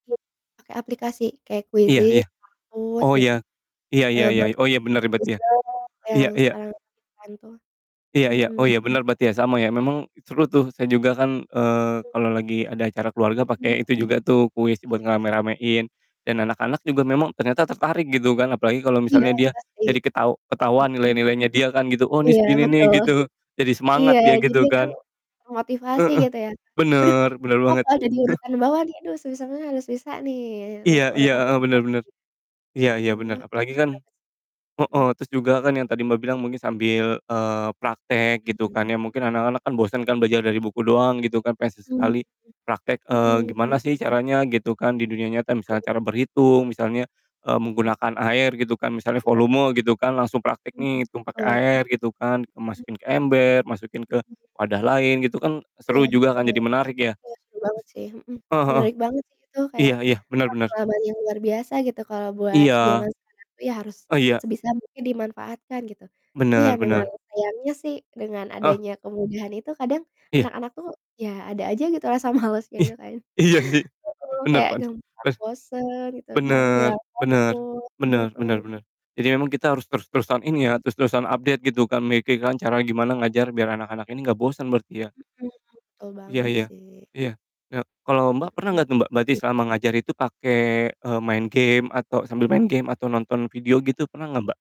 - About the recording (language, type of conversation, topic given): Indonesian, unstructured, Menurut kamu, bagaimana cara membuat belajar jadi lebih menyenangkan?
- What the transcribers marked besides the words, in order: distorted speech; other background noise; static; chuckle; unintelligible speech; unintelligible speech; laughing while speaking: "iya sih"; laughing while speaking: "malesnya"; in English: "update"